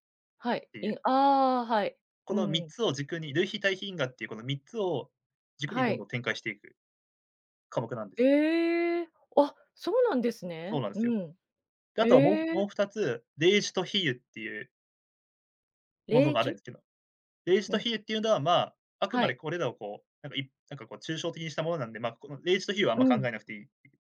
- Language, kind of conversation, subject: Japanese, podcast, これまでに影響を受けた先生や本はありますか？
- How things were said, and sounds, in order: none